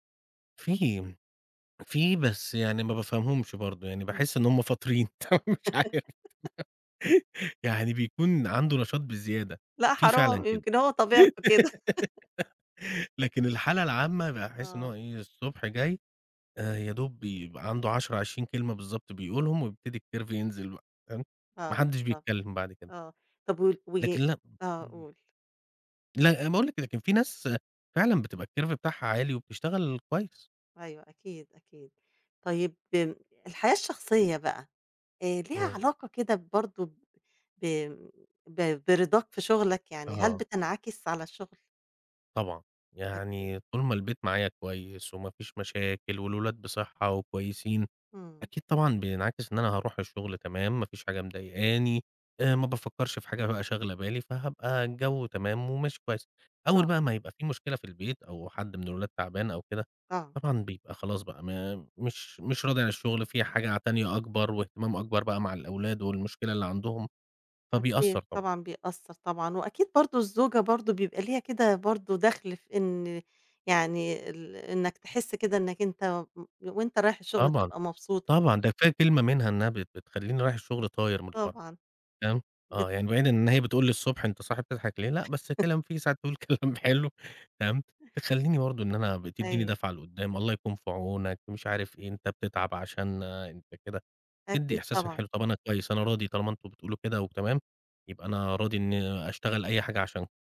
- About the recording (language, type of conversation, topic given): Arabic, podcast, إيه اللي بيخليك تحس بالرضا في شغلك؟
- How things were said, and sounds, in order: unintelligible speech; laugh; laughing while speaking: "مش عارف"; tapping; laughing while speaking: "لأ حرام، يمكن هو طبيعته كده"; laugh; chuckle; in English: "الCurve"; in English: "الCurve"; chuckle; laughing while speaking: "ساعات تقول كلام حلو"